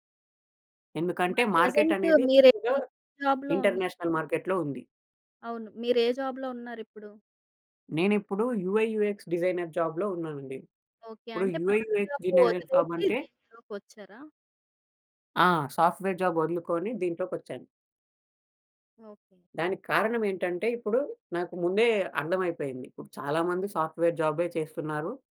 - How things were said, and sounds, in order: in English: "ప్రెజెంట్"; in English: "మార్కెట్"; in English: "జాబ్‌లో"; in English: "ఇంటర్నేషనల్ మార్కెట్‌లో"; in English: "జాబ్‌లో"; in English: "యూ‌ఐయూఎక్స్ డిజైనర్ జాబ్‌లో"; in English: "యూఐయూఎక్స్ డిజైనర్"; in English: "సాఫ్ట్‌వేర్ జాబ్"; in English: "సాఫ్ట్‌వేర్"
- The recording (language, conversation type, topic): Telugu, podcast, పాత ఉద్యోగాన్ని వదిలి కొత్త ఉద్యోగానికి మారాలని మీరు ఎలా నిర్ణయించుకున్నారు?